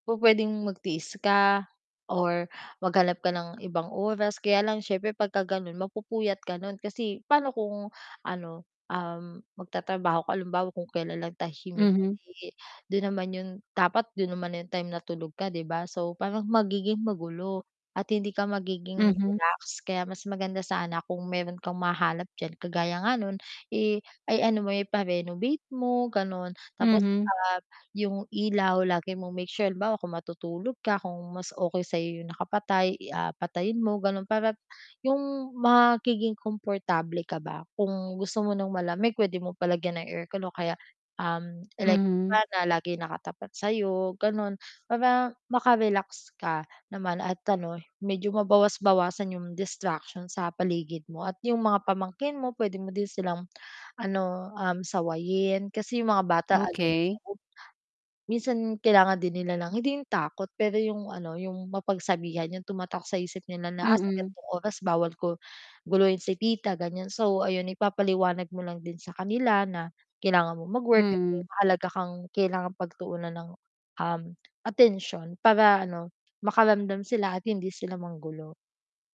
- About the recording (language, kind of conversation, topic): Filipino, advice, Paano ako makakapagpahinga at makapagpapaluwag ng isip sa bahay kung madalas akong naaabala ng mga distraksiyon?
- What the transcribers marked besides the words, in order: distorted speech; static